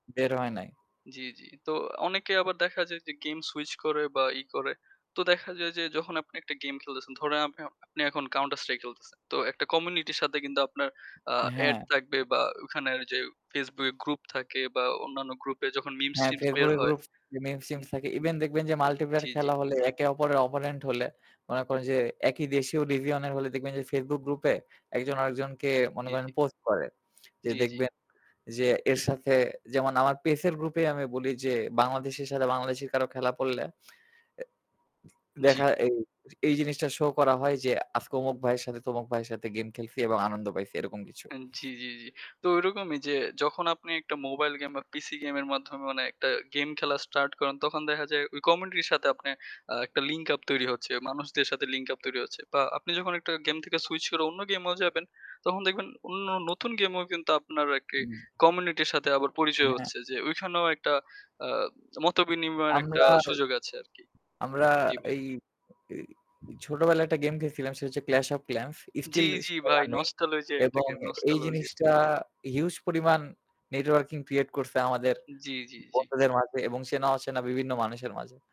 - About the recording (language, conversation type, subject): Bengali, unstructured, মোবাইল গেম আর পিসি গেমের মধ্যে কোনটি আপনার কাছে বেশি উপভোগ্য?
- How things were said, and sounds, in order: distorted speech; other background noise; tapping; "Facebook এ" said as "ফেসবুয়ে"; static; in English: "nostalgia"; in English: "nostalgia"